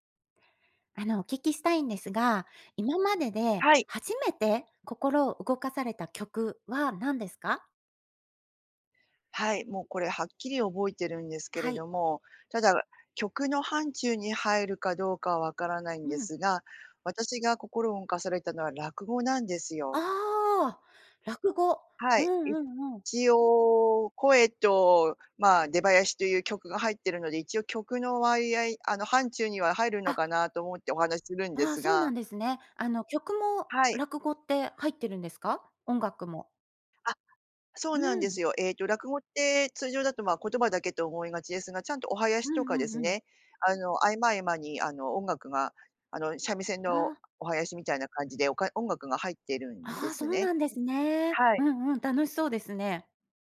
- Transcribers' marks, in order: "割合" said as "わいあい"
- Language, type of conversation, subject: Japanese, podcast, 初めて心を動かされた曲は何ですか？